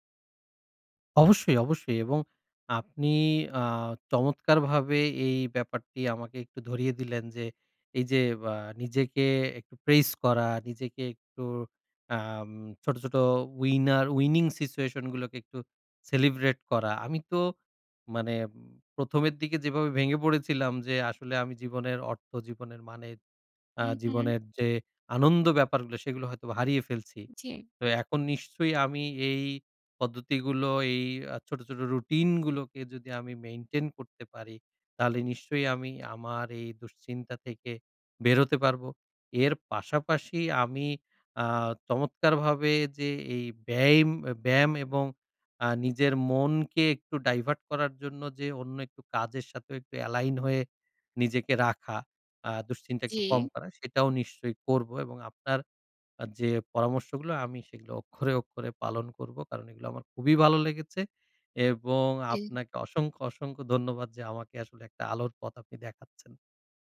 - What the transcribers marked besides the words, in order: joyful: "অবশ্যই, অবশ্যই"; tapping; in English: "প্রেইস"; in English: "উইনার উইনিং সিচুয়েশন"; stressed: "রুটিন"; anticipating: "বেরোতে পারবো"; in English: "ডাইভাট"; "ডাইভার্ট" said as "ডাইভাট"; in English: "এলাইন"; joyful: "খুবই ভালো লেগেছে"
- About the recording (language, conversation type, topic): Bengali, advice, কাজ শেষ হলেও আমার সন্তুষ্টি আসে না এবং আমি সব সময় বদলাতে চাই—এটা কেন হয়?